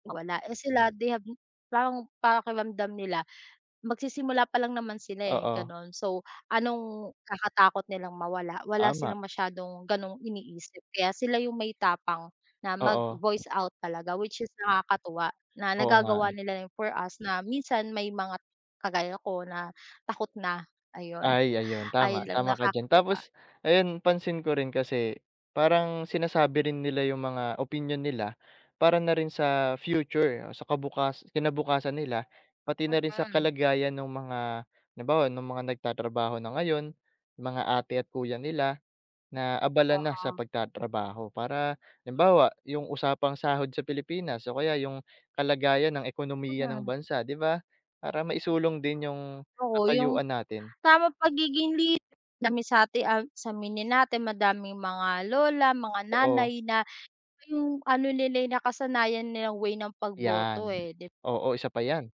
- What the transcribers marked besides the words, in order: fan
- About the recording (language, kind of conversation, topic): Filipino, unstructured, Paano mo nakikita ang papel ng kabataan sa pagbabago ng lipunan?